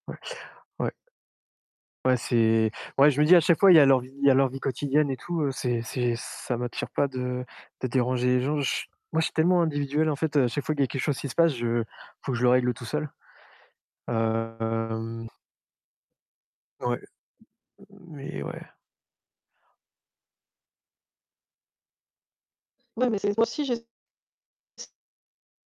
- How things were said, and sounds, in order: distorted speech; drawn out: "Hem"; tapping; unintelligible speech
- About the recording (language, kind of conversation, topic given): French, unstructured, Quelle importance accordes-tu à la loyauté dans l’amitié ?
- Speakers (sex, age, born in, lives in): female, 30-34, France, Germany; male, 30-34, France, France